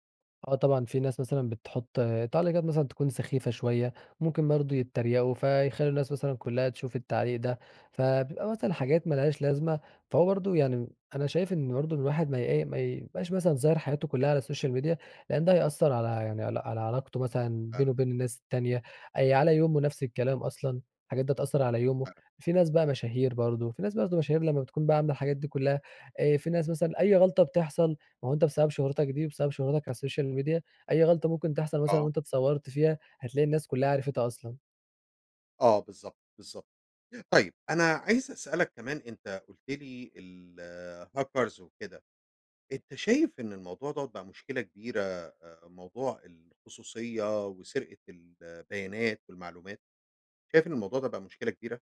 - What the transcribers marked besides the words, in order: in English: "السوشيال ميديا"; unintelligible speech; in English: "السوشيال ميديا"; in English: "الهاكرز"
- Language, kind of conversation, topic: Arabic, podcast, إزاي السوشيال ميديا أثّرت على علاقاتك اليومية؟